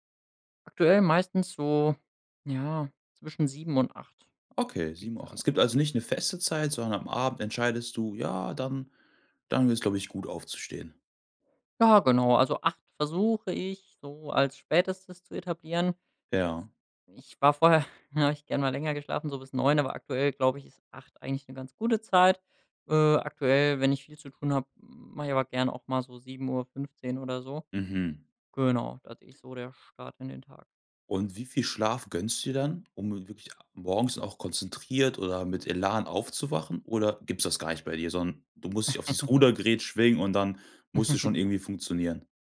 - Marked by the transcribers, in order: other background noise; laughing while speaking: "da hab ich gern"; laugh; laugh
- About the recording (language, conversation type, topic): German, podcast, Was hilft dir, zu Hause wirklich produktiv zu bleiben?